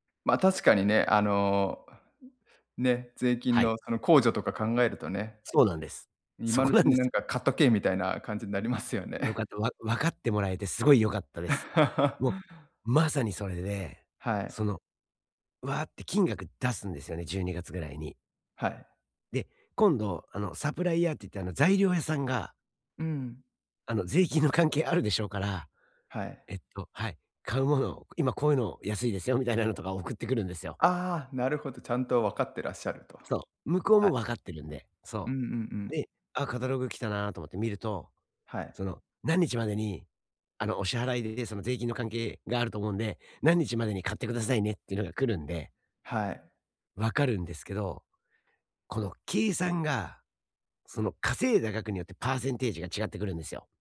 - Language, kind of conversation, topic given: Japanese, advice, 税金と社会保障の申告手続きはどのように始めればよいですか？
- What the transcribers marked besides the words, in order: laughing while speaking: "そこなんです"; laugh; laugh; tapping; other background noise